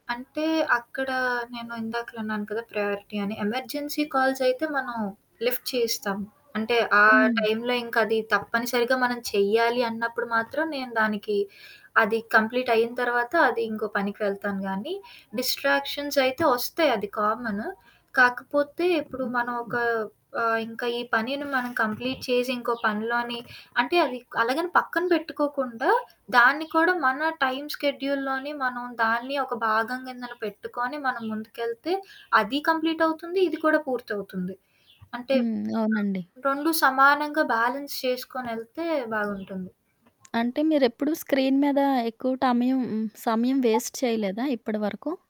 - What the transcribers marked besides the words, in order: static; in English: "ప్రయారిటీ"; in English: "ఎమర్జెన్సీ"; in English: "లిఫ్ట్"; music; in English: "కంప్లీట్"; in English: "కంప్లీట్"; bird; in English: "షెడ్యూల్లోని"; in English: "కంప్లీట్"; other background noise; in English: "బాలన్స్"; tapping; in English: "స్క్రీన్"; in English: "వేస్ట్"
- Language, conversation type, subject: Telugu, podcast, పని, వ్యక్తిగత జీవితం మధ్య డిజిటల్ సరిహద్దులను మీరు ఎలా ఏర్పాటు చేసుకుంటారు?